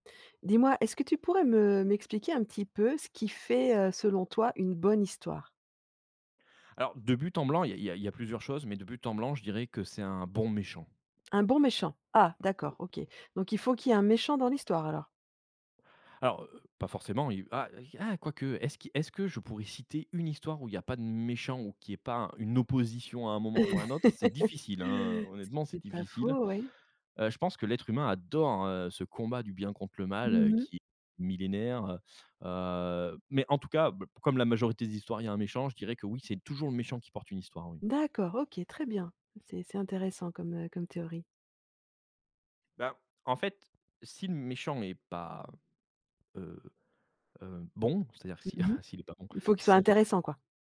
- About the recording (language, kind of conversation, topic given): French, podcast, Qu'est-ce qui fait, selon toi, une bonne histoire ?
- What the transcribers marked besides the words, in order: other background noise; stressed: "méchant"; laugh; chuckle